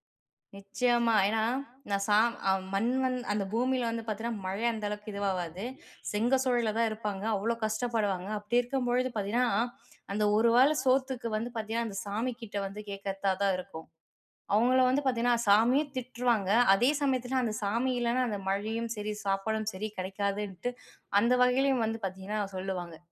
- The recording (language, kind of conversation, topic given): Tamil, podcast, உங்கள் வாழ்க்கைக்கான பின்னணிப் பாடலாக நினைக்கும் பாடல் எது?
- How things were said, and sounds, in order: "திட்டுவாங்க" said as "திட்டுருவாங்க"